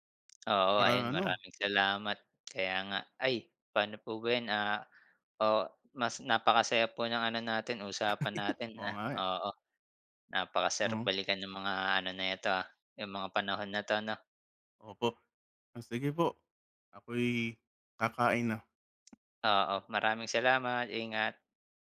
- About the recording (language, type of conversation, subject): Filipino, unstructured, Paano mo naiiwasan ang pagkadismaya kapag nahihirapan ka sa pagkatuto ng isang kasanayan?
- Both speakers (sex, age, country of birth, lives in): male, 25-29, Philippines, Philippines; male, 35-39, Philippines, United States
- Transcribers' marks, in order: tapping; laugh